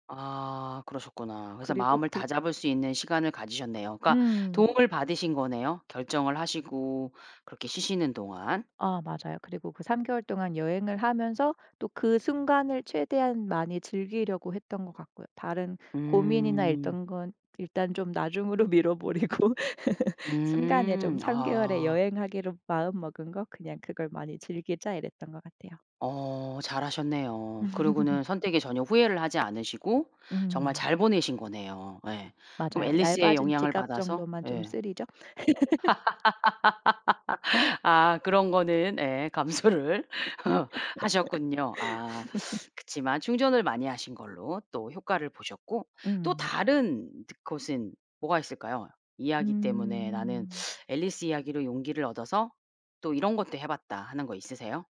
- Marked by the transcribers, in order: tapping; other background noise; laughing while speaking: "미뤄 버리고"; laugh; laugh; laugh; laughing while speaking: "감수를 하셨군요"; sniff; laugh; teeth sucking
- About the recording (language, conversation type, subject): Korean, podcast, 좋아하는 이야기가 당신에게 어떤 영향을 미쳤나요?
- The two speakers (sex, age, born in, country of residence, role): female, 35-39, South Korea, Germany, guest; female, 45-49, South Korea, United States, host